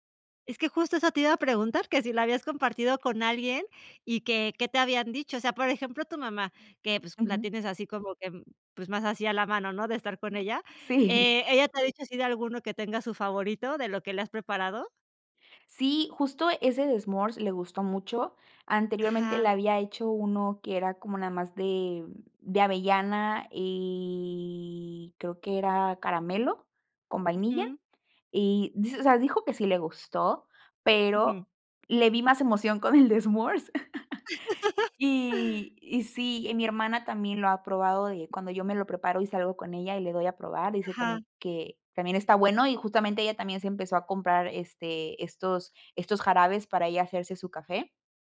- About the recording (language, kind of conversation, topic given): Spanish, podcast, ¿Qué papel tiene el café en tu mañana?
- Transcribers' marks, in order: other background noise; laughing while speaking: "Sí"; chuckle; laugh